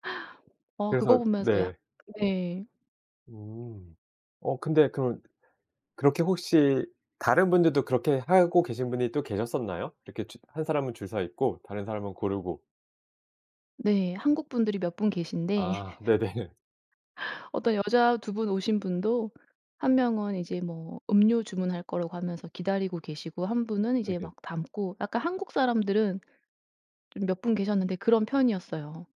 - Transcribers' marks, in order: tapping; laughing while speaking: "네네"; laugh
- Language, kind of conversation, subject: Korean, podcast, 여행 중 낯선 사람에게서 문화 차이를 배웠던 경험을 이야기해 주실래요?